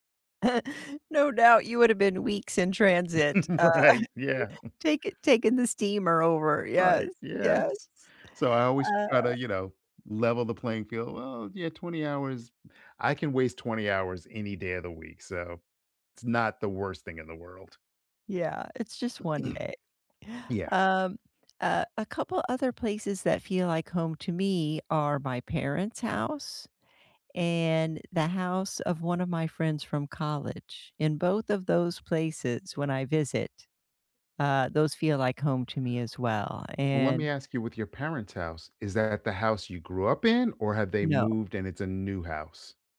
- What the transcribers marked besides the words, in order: laugh; laughing while speaking: "Right"; throat clearing
- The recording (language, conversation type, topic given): English, unstructured, What place feels like home to you, and why?
- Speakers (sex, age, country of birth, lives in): female, 55-59, United States, United States; male, 55-59, United States, United States